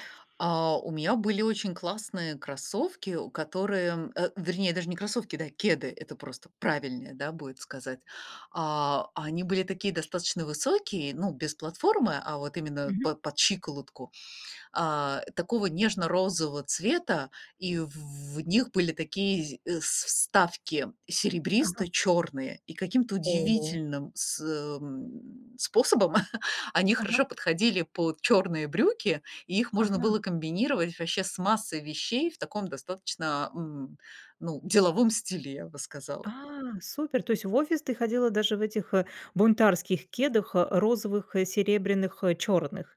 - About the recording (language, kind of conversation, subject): Russian, podcast, Как сочетать комфорт и стиль в повседневной жизни?
- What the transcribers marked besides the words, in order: chuckle